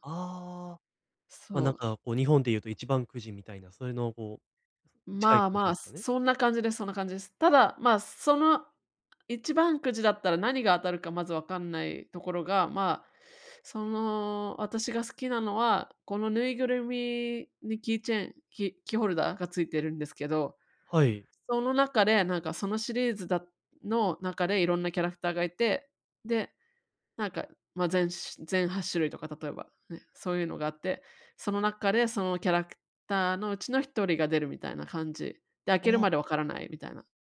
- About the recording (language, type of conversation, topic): Japanese, advice, 集中したい時間にスマホや通知から距離を置くには、どう始めればよいですか？
- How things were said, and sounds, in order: tapping